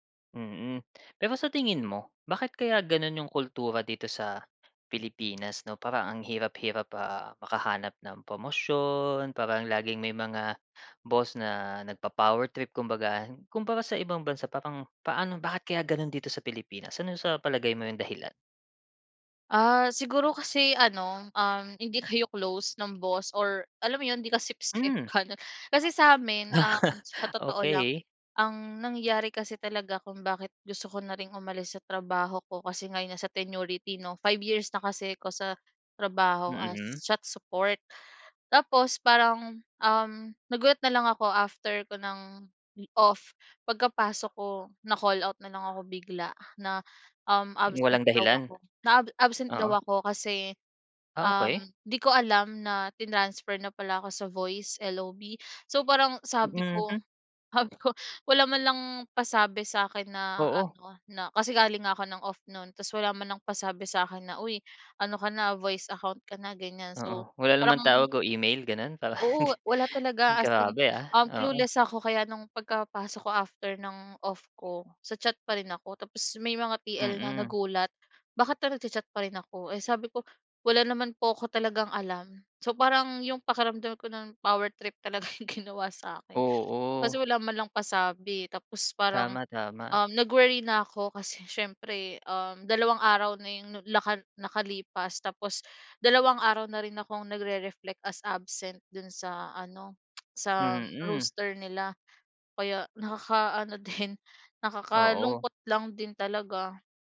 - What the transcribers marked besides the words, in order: tapping; laugh; laughing while speaking: "sabi ko"; laughing while speaking: "Para hindi"; laughing while speaking: "power trip talaga ginawa sa'kin"; tsk
- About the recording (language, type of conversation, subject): Filipino, podcast, Ano ang mga palatandaan na panahon nang umalis o manatili sa trabaho?